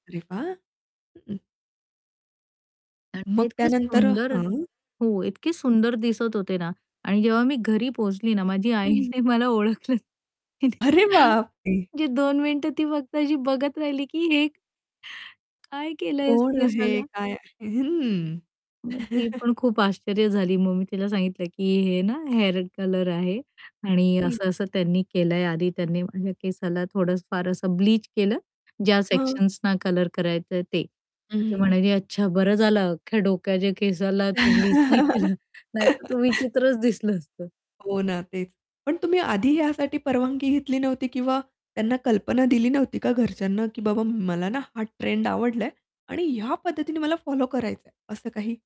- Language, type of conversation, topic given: Marathi, podcast, कधी तुम्ही एखादा ट्रेंड स्वीकारला आणि नंतर तो बदलला का?
- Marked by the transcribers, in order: static; other noise; distorted speech; unintelligible speech; other background noise; laughing while speaking: "आईने मला ओळखलंच नाही होतं … राहिली, की हे"; anticipating: "ओळखलंच नाही होतं"; tapping; chuckle; laugh; laughing while speaking: "केलं नाहीतर तू विचित्रच दिसलं असतं"